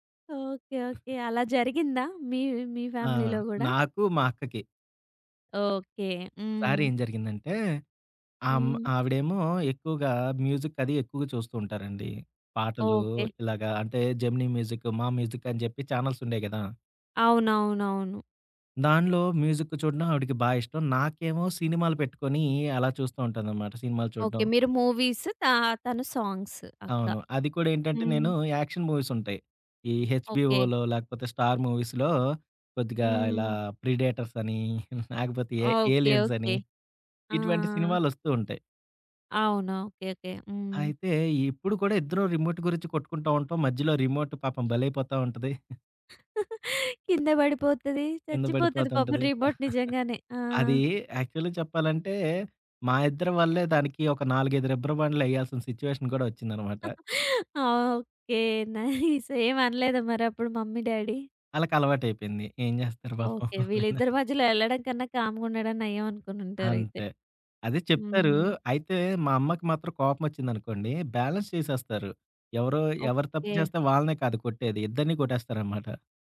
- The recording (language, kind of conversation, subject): Telugu, podcast, మీ కుటుంబంలో ప్రేమను సాధారణంగా ఎలా తెలియజేస్తారు?
- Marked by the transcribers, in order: giggle; in English: "ఫ్యామిలీలో"; tapping; in English: "మ్యూజిక్"; in English: "ఛానెల్స్"; in English: "మ్యూజిక్"; in English: "మూవీస్"; in English: "సాంగ్స్"; in English: "యాక్షన్ మూవీస్"; in English: "హెచ్‌బీఓలో"; in English: "స్టార్ మూవీస్‌లో"; giggle; in English: "రిమోట్"; in English: "రిమోట్"; giggle; in English: "రిమోట్"; giggle; in English: "యాక్చువల్‌గా"; in English: "సిట్యుయేషన్"; chuckle; in English: "నైస్"; other background noise; giggle; in English: "మమ్మీ, డ్యాడీ?"; laughing while speaking: "పాపం వాళ్ళైనా"; in English: "కామ్‌గుండడం"; in English: "బ్యాలెన్స్"